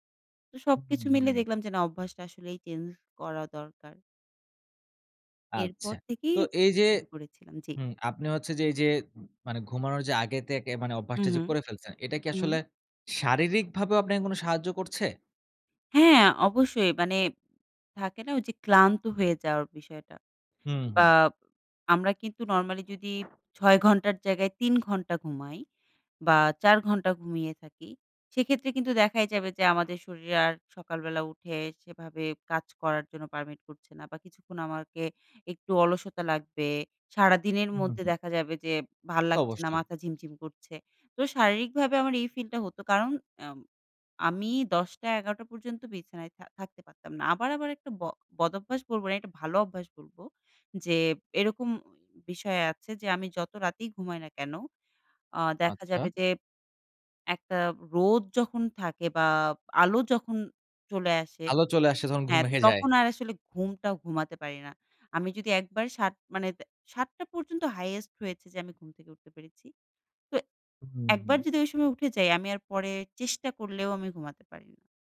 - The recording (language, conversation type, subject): Bengali, podcast, কোন ছোট অভ্যাস বদলে তুমি বড় পরিবর্তন এনেছ?
- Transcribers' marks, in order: tapping; in English: "permit"; "অবশ্যই" said as "তবশ্যই"